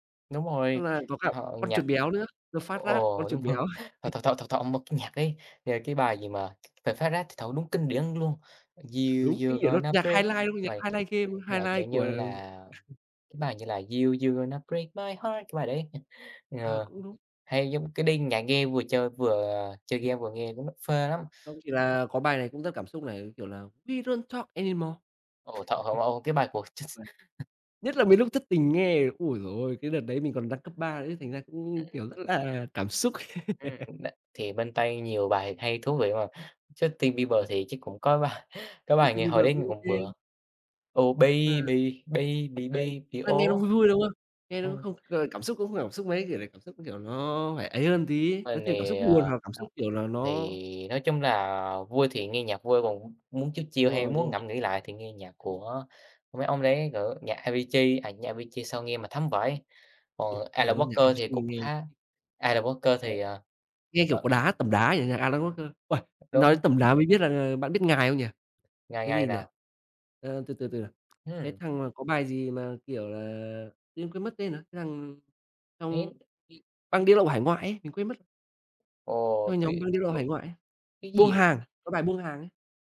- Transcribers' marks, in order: laughing while speaking: "rồi"; laugh; tapping; other background noise; singing: "You you gonna break my"; in English: "highlight"; in English: "highlight game highlight"; singing: "You you gonna break my heart"; laugh; singing: "We don't talk anymore"; laugh; laugh; unintelligible speech; singing: "Oh baby, baby baby, oh"; in English: "chill chill"; unintelligible speech; unintelligible speech
- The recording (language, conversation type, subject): Vietnamese, unstructured, Bạn có thể kể về một bài hát từng khiến bạn xúc động không?